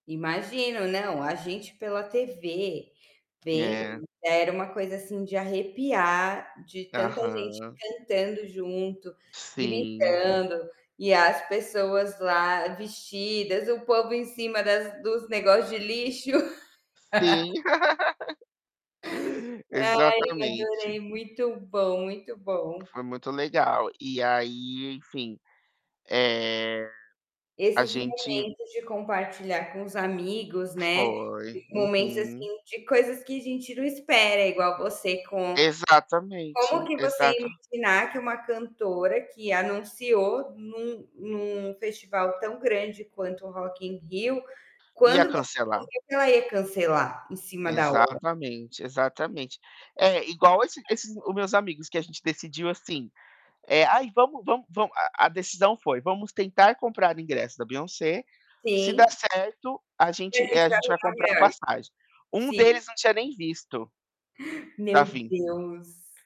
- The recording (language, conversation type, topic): Portuguese, unstructured, Qual foi o momento mais inesperado que você viveu com seus amigos?
- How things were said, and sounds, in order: tapping; laugh; distorted speech; other background noise; unintelligible speech; unintelligible speech; gasp